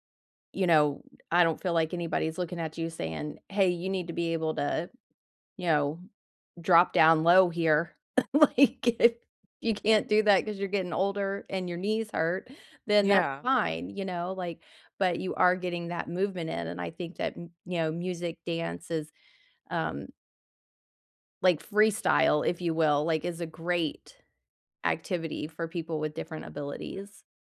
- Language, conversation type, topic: English, unstructured, How can I make my gym welcoming to people with different abilities?
- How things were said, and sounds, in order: other background noise; laughing while speaking: "Like, if you can't do that"